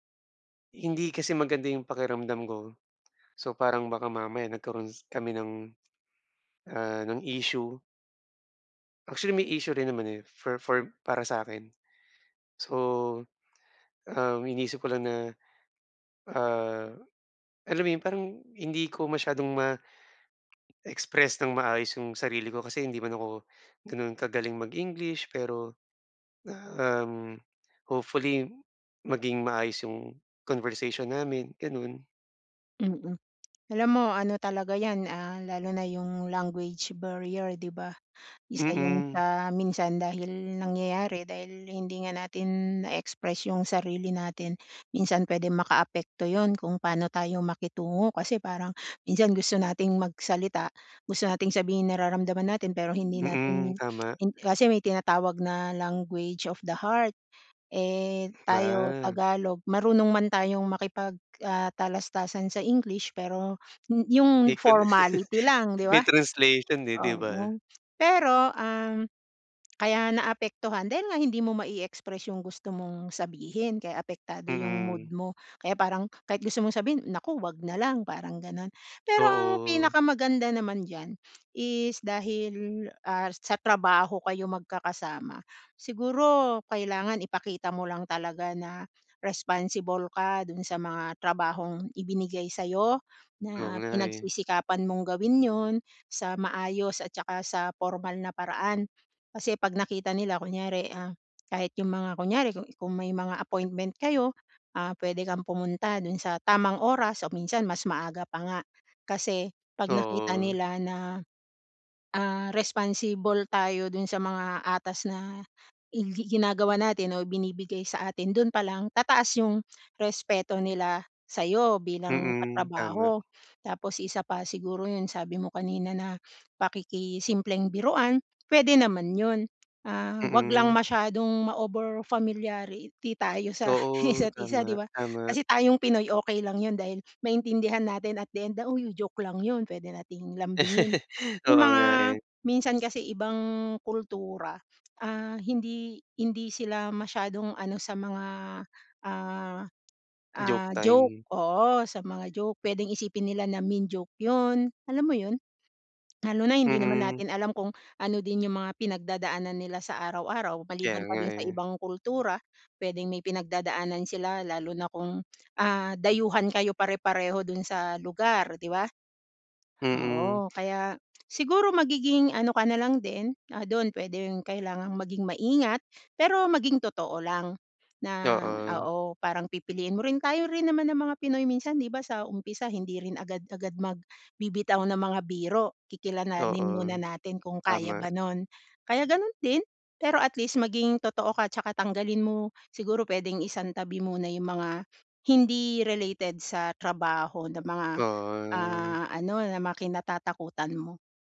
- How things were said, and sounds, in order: in English: "language barrier"; in English: "language of the heart"; chuckle; tapping; in English: "at the end na"; chuckle; in English: "mean joke"; other background noise; "kikilalanin" said as "kikinanalin"
- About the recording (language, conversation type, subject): Filipino, advice, Paano ako makikipag-ugnayan sa lokal na administrasyon at mga tanggapan dito?
- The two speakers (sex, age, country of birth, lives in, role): female, 40-44, Philippines, Philippines, advisor; male, 45-49, Philippines, Philippines, user